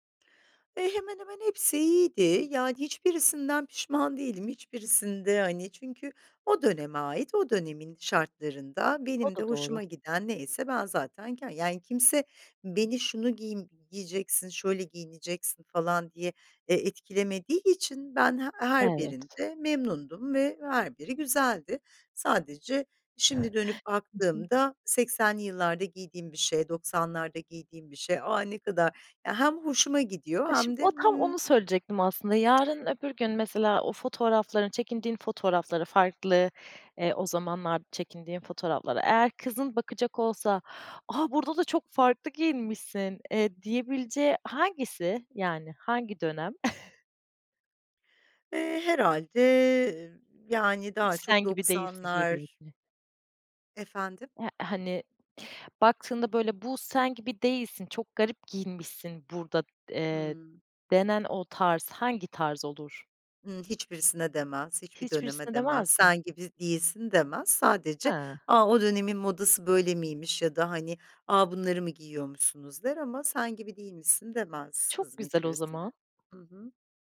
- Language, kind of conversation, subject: Turkish, podcast, Stil değişimine en çok ne neden oldu, sence?
- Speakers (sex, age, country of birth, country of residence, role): female, 30-34, Turkey, Germany, host; female, 50-54, Turkey, Italy, guest
- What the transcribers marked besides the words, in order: exhale; other noise; other background noise; tapping; put-on voice: "A, burada da çok farklı giyinmişsin"; chuckle